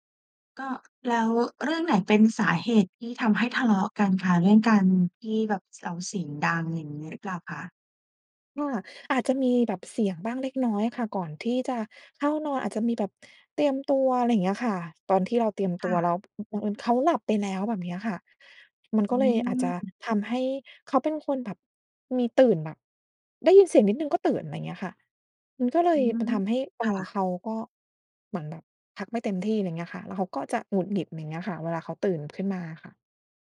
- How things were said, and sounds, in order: none
- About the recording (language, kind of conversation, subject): Thai, advice, ต่างเวลาเข้านอนกับคนรักทำให้ทะเลาะกันเรื่องการนอน ควรทำอย่างไรดี?